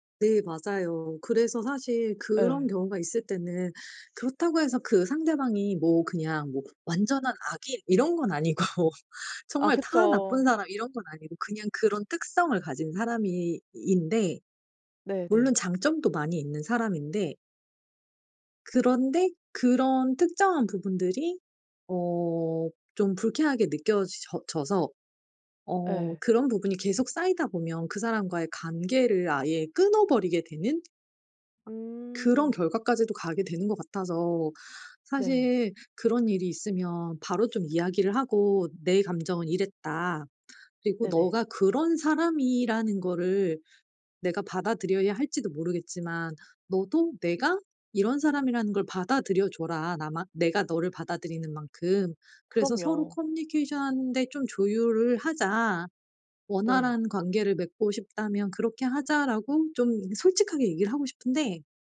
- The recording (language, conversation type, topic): Korean, advice, 감정을 더 솔직하게 표현하는 방법은 무엇인가요?
- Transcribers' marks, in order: tapping; laughing while speaking: "아니고"; other background noise